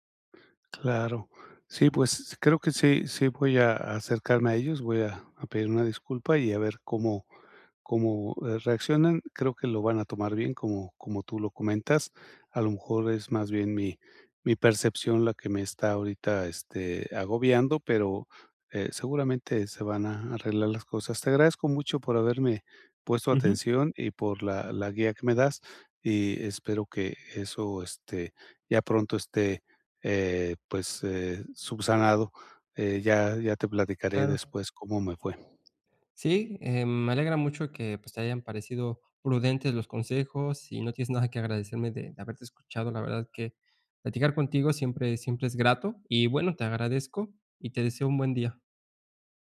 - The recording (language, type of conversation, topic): Spanish, advice, ¿Cómo puedo recuperarme después de un error social?
- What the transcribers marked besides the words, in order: none